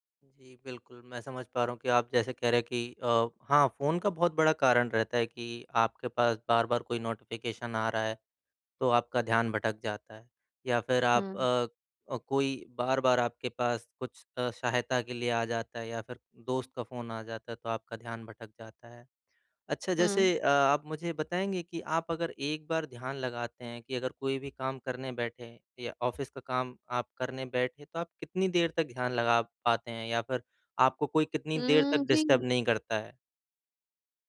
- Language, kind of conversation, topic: Hindi, advice, काम करते समय ध्यान भटकने से मैं खुद को कैसे रोकूँ और एकाग्रता कैसे बढ़ाऊँ?
- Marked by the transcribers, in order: in English: "नोटिफ़िकेशन"; in English: "ऑफ़िस"; in English: "डिस्टर्ब"